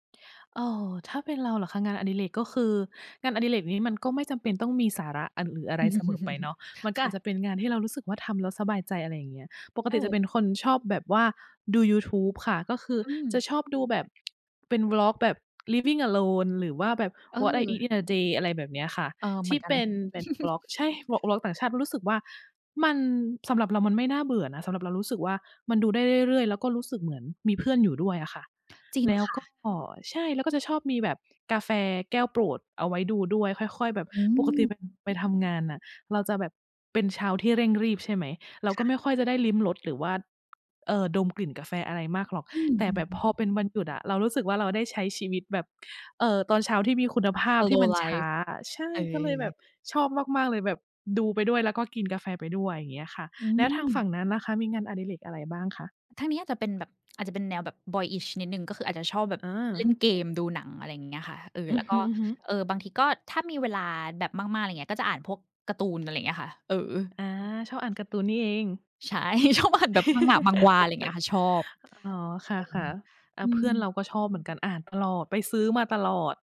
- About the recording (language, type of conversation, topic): Thai, unstructured, ถ้าคุณอยากโน้มน้าวให้คนเห็นความสำคัญของงานอดิเรก คุณจะพูดอย่างไร?
- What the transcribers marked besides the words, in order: chuckle; other background noise; in English: "Living Alone"; in English: "What I eat in a day"; chuckle; tapping; chuckle; laughing while speaking: "ใช่ ชอบอ่านแบบมังงะ"